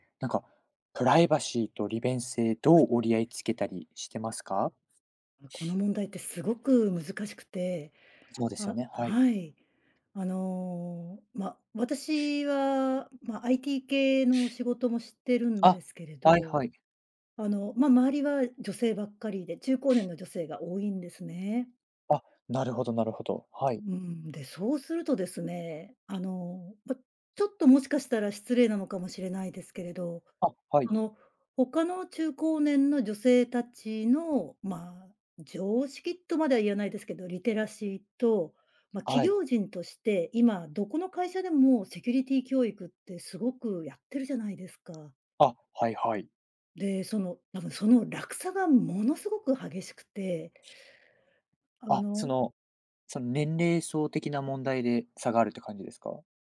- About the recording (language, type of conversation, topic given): Japanese, podcast, プライバシーと利便性は、どのように折り合いをつければよいですか？
- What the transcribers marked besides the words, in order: none